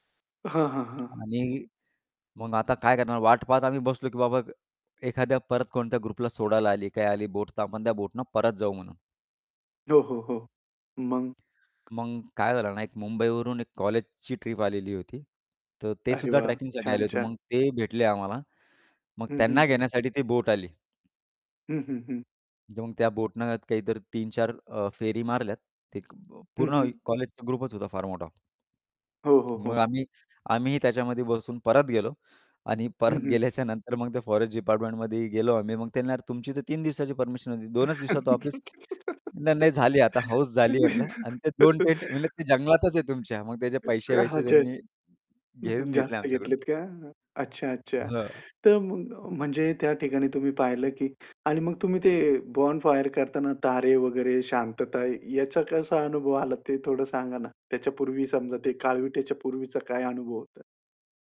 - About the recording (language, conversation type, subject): Marathi, podcast, तुमच्या पहिल्या कॅम्पिंगच्या रात्रीची आठवण काय आहे?
- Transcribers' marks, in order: static; tapping; in English: "ग्रुपला"; other background noise; in English: "ग्रुपच"; laugh; background speech; in English: "बोनफायर"